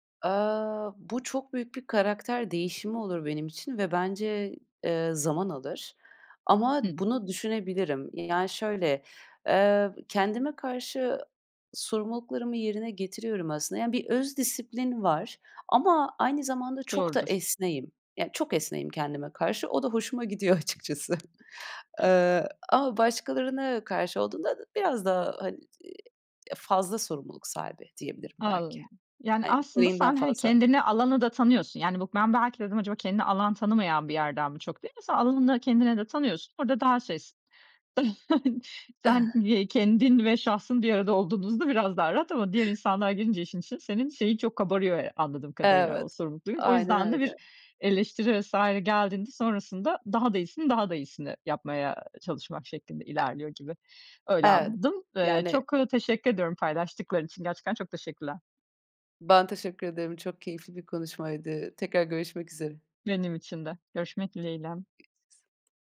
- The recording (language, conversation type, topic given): Turkish, podcast, Eleştiriyi kafana taktığında ne yaparsın?
- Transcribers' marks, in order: other background noise; tapping; laughing while speaking: "açıkçası"; chuckle; other noise